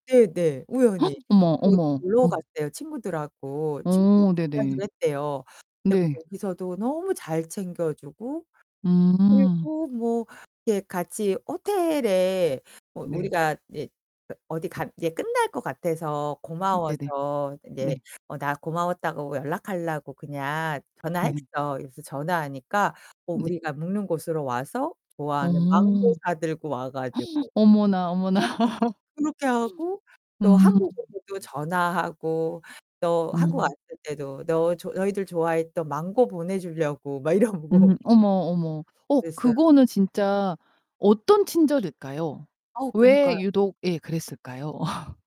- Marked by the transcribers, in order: gasp; distorted speech; gasp; laugh; other background noise; laughing while speaking: "막 이러고"; laugh
- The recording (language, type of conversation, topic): Korean, podcast, 가장 기억에 남는 여행은 무엇인가요?